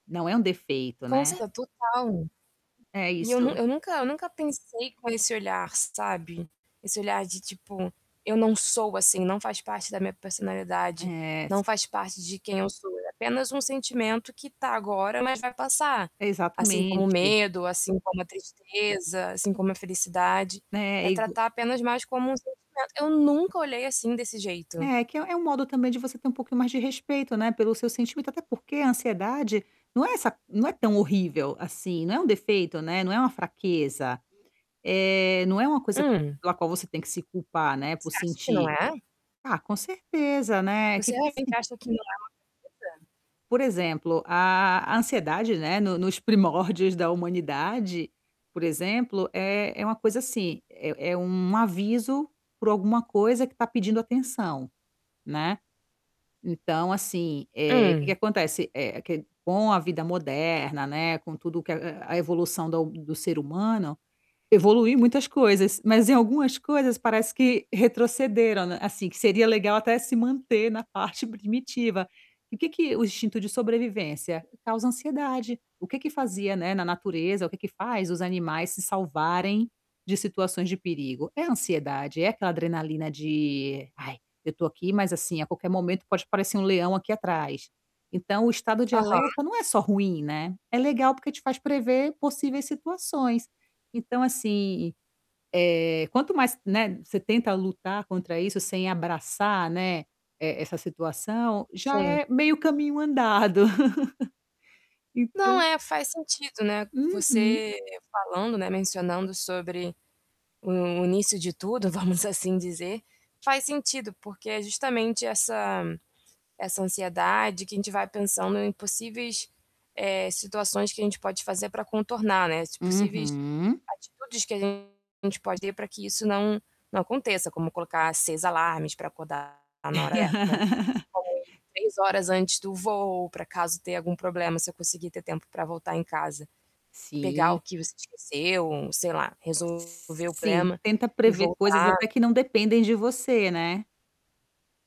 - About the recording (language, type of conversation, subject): Portuguese, advice, Como posso lidar com a ansiedade ao viajar para destinos desconhecidos?
- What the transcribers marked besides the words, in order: static; distorted speech; tapping; other background noise; laugh; laughing while speaking: "vamos assim dizer"; laugh